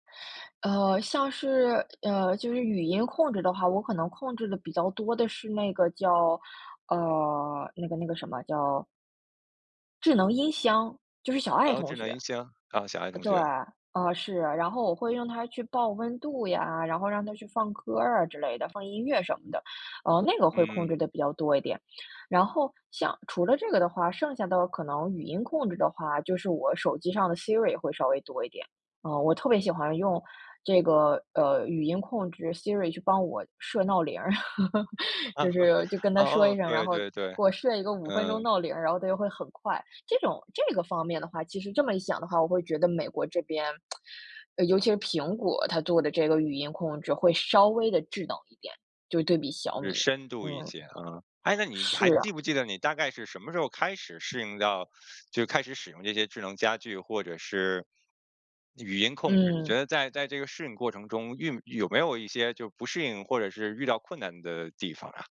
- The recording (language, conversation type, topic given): Chinese, podcast, 家里电器互联会让生活更方便还是更复杂？
- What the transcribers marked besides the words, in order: other background noise; laugh; chuckle; tsk